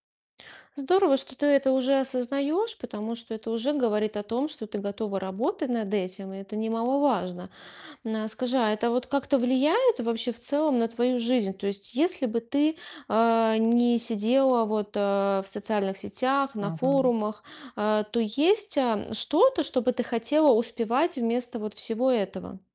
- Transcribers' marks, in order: distorted speech
- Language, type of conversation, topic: Russian, advice, Как и почему вы чаще всего теряете время в соцсетях и за телефоном?